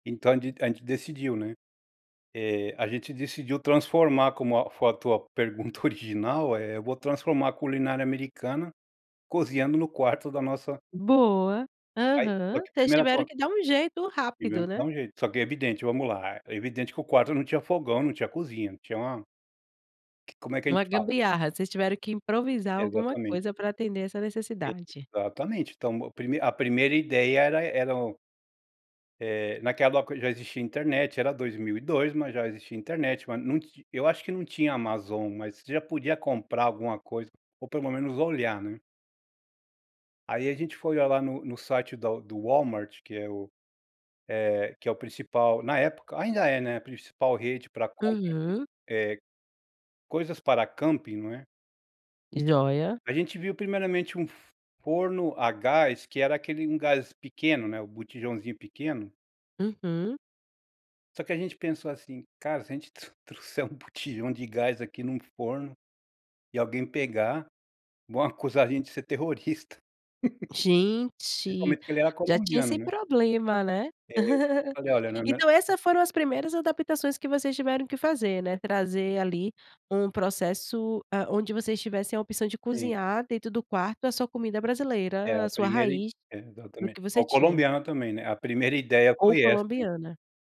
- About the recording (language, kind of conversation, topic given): Portuguese, podcast, Como a comida da sua infância se transforma quando você mora em outro país?
- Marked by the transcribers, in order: put-on voice: "Walmart"; "trouxer" said as "trucer"; laugh; giggle